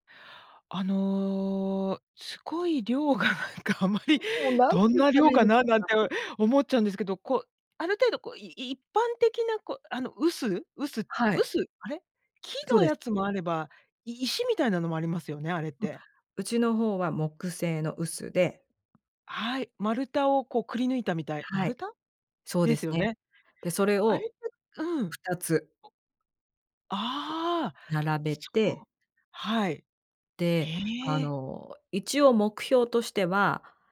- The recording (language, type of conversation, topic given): Japanese, podcast, 子どもの頃に参加した伝統行事で、特に印象に残っていることは何ですか？
- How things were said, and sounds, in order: drawn out: "あの"; laughing while speaking: "量がなんかあまり"